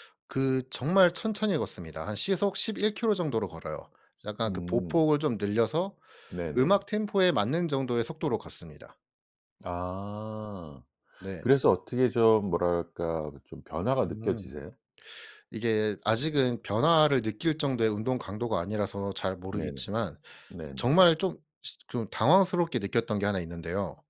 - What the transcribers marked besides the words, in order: tapping
- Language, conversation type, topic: Korean, podcast, 회복 중 운동은 어떤 식으로 시작하는 게 좋을까요?